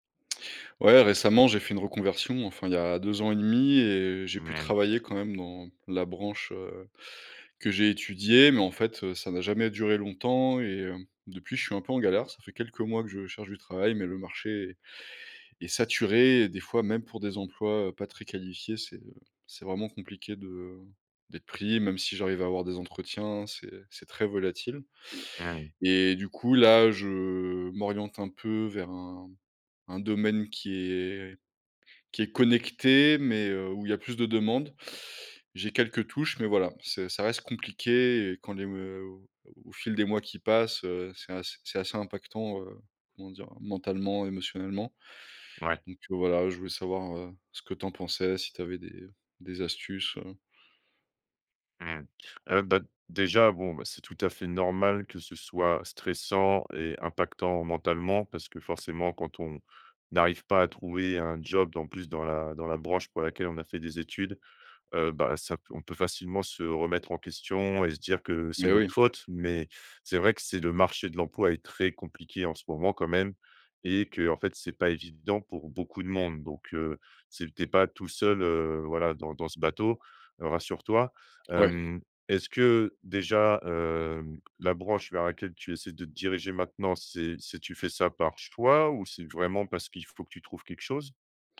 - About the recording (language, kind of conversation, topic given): French, advice, Comment as-tu vécu la perte de ton emploi et comment cherches-tu une nouvelle direction professionnelle ?
- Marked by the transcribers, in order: none